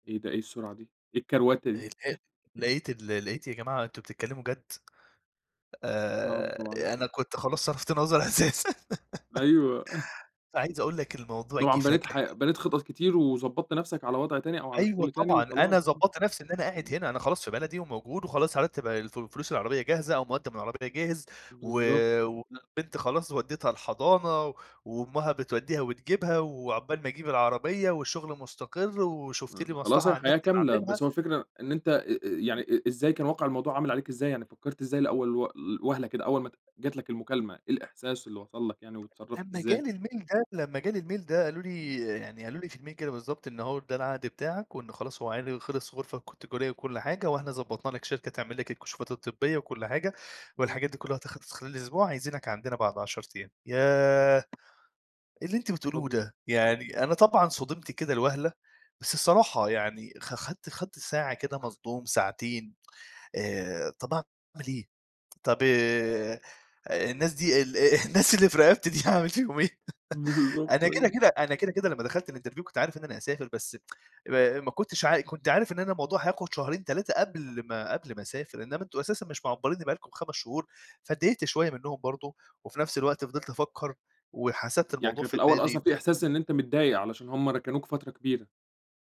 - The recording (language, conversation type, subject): Arabic, podcast, إزاي بتتعامل مع التغيير المفاجئ اللي بيحصل في حياتك؟
- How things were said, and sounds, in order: tapping; unintelligible speech; chuckle; laughing while speaking: "صرفت نظر أساسًا"; laugh; chuckle; other background noise; in English: "الmail"; in English: "الmail"; unintelligible speech; in English: "الmail"; in English: "approve"; tsk; laughing while speaking: "الناس اللي في رقبتي دي هاعمل فيهم إيه؟"; laughing while speaking: "بالضبط"; in English: "الإنترفيو"; tsk; unintelligible speech